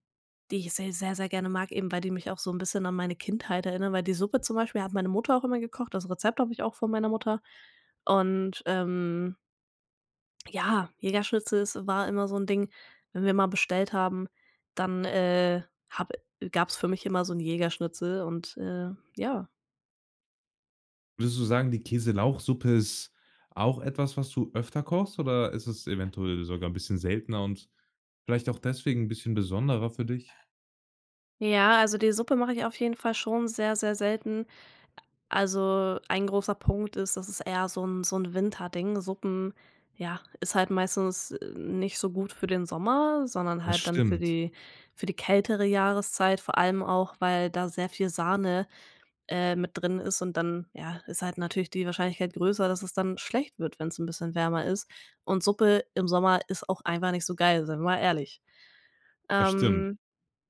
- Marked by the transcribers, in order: other background noise
- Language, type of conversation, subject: German, podcast, Erzähl mal: Welches Gericht spendet dir Trost?